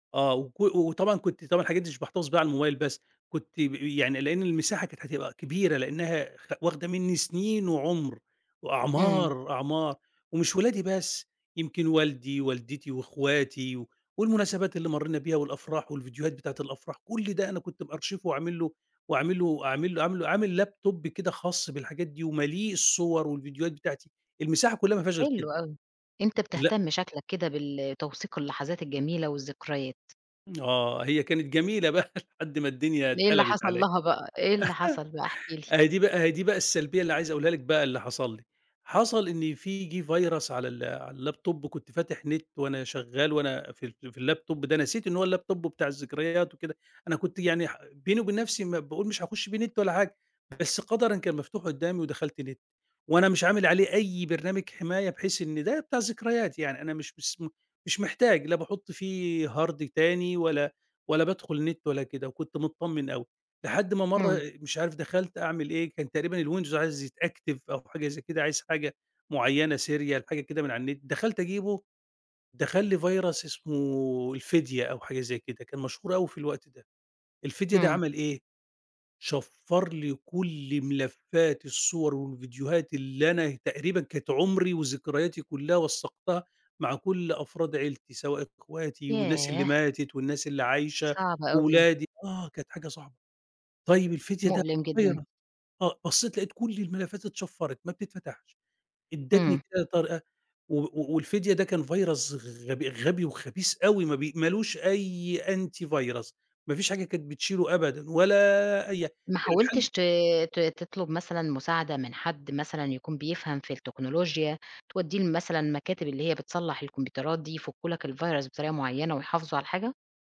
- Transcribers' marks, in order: in English: "laptop"; laughing while speaking: "بقى"; laugh; in English: "virus"; in English: "اللاب توب"; in English: "اللاب توب"; in English: "اللابتوب"; in English: "هارد"; in English: "يتأكتف"; in English: "سيريال"; in English: "virus"; in English: "virus"; in English: "virus"; in English: "Antivirus"; in English: "الvirus"
- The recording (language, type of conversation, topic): Arabic, podcast, إزاي شايف تأثير التكنولوجيا على ذكرياتنا وعلاقاتنا العائلية؟